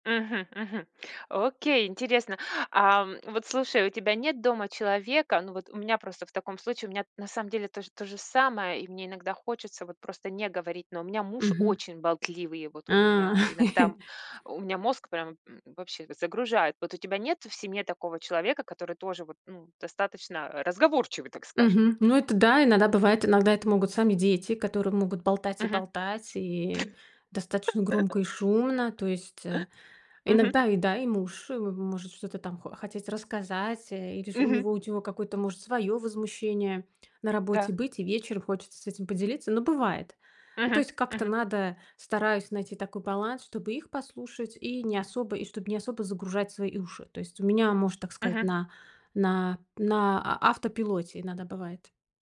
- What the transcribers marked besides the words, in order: chuckle; other background noise; laugh; tapping
- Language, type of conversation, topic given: Russian, podcast, Что помогает тебе расслабиться после тяжёлого дня?